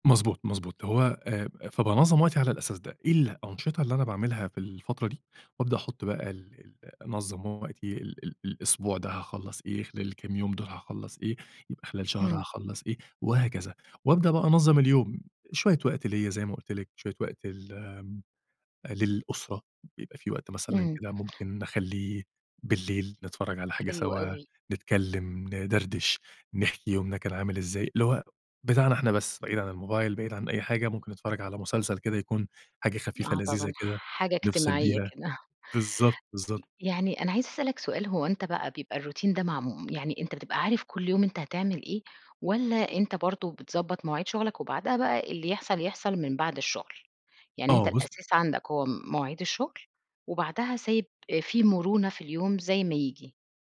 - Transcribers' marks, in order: tapping; in English: "الRoutine"
- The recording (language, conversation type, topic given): Arabic, podcast, إزاي بتنظم يومك في البيت عشان تبقى أكتر إنتاجية؟